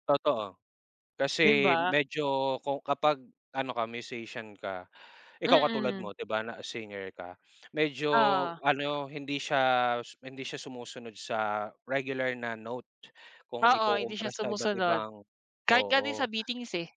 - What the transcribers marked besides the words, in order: none
- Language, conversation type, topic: Filipino, unstructured, Anong klaseng musika ang palagi mong pinakikinggan?